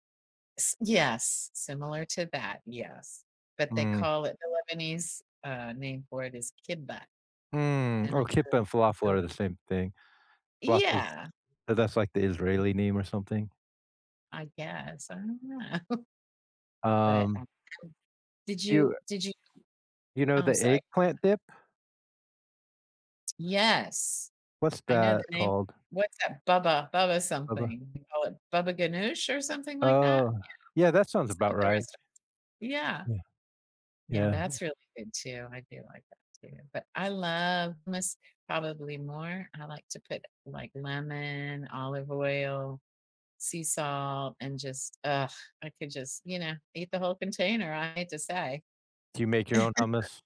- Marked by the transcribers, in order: in Arabic: "كِبّة"; in Arabic: "كِبّة"; other background noise; laughing while speaking: "know"; drawn out: "love"; chuckle
- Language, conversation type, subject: English, unstructured, What is your favorite cuisine, and why?
- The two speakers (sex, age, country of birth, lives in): female, 65-69, United States, United States; male, 50-54, United States, United States